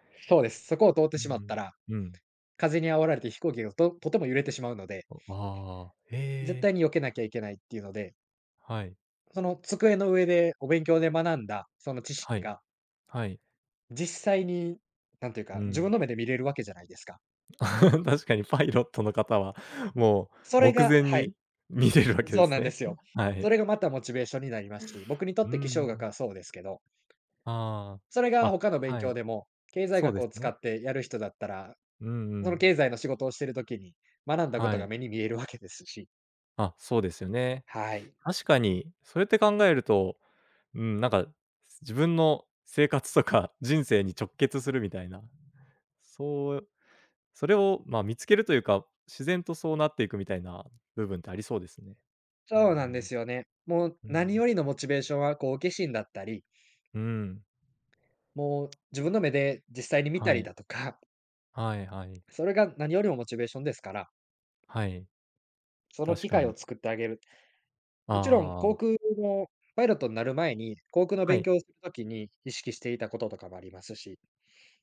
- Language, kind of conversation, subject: Japanese, podcast, 学習のモチベーションをどうやって保っていますか？
- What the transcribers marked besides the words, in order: chuckle; laughing while speaking: "確かにパイロットの方は … けですね。はい"; other background noise; tapping